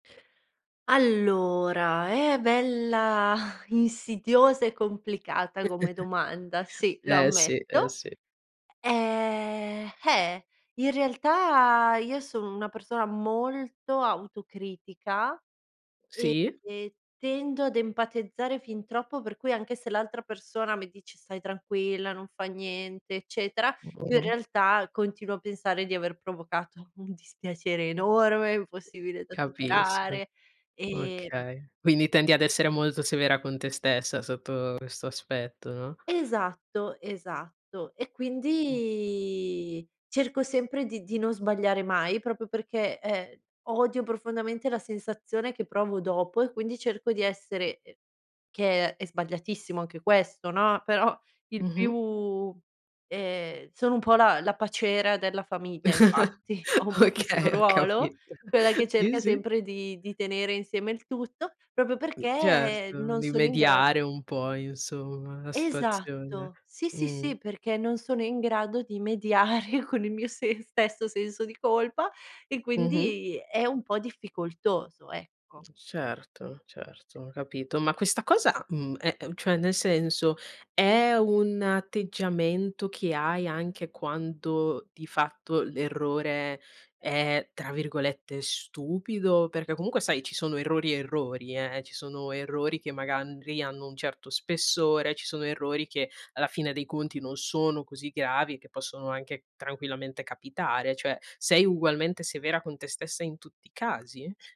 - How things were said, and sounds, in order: chuckle; chuckle; tapping; drawn out: "Ehm"; "empatizzare" said as "empatezzare"; drawn out: "quindi"; "proprio" said as "propio"; chuckle; laughing while speaking: "Okay, ho capito"; other background noise; "proprio" said as "propio"; laughing while speaking: "mediare"; "magari" said as "magarni"
- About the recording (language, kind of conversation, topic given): Italian, podcast, Come si fa a perdonarsi per un errore commesso in famiglia?